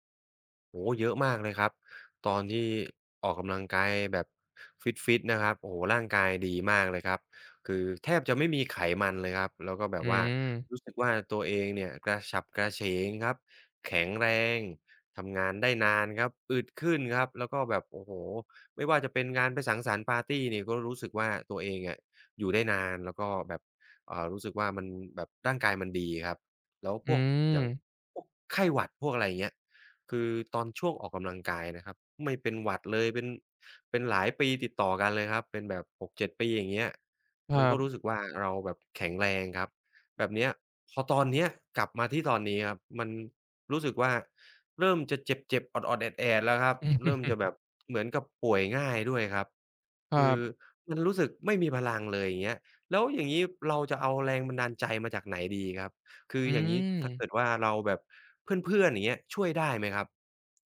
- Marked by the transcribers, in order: tapping; other background noise; chuckle
- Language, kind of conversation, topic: Thai, advice, ทำอย่างไรดีเมื่อฉันไม่มีแรงจูงใจที่จะออกกำลังกายอย่างต่อเนื่อง?